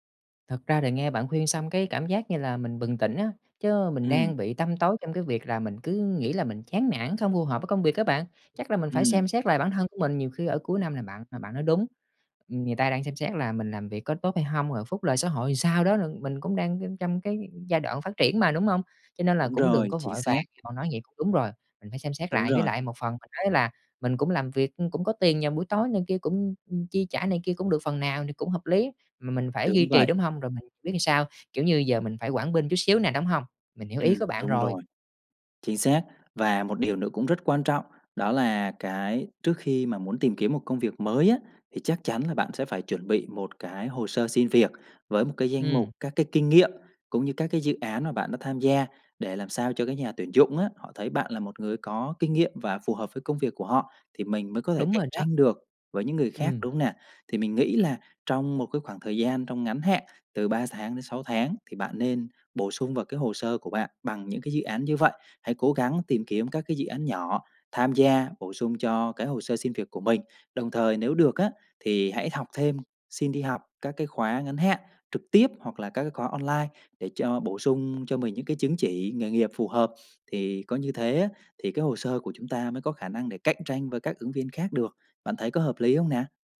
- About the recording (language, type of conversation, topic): Vietnamese, advice, Bạn đang chán nản điều gì ở công việc hiện tại, và bạn muốn một công việc “có ý nghĩa” theo cách nào?
- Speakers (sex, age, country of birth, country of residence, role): male, 30-34, Vietnam, Vietnam, advisor; male, 30-34, Vietnam, Vietnam, user
- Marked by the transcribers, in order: "làm" said as "ừn"; other background noise; tapping